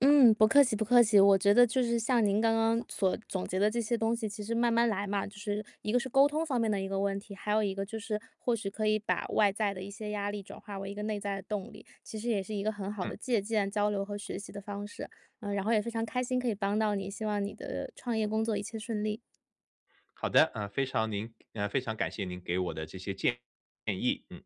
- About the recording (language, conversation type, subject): Chinese, advice, 在遇到挫折时，我怎样才能保持动力？
- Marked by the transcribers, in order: other background noise; tapping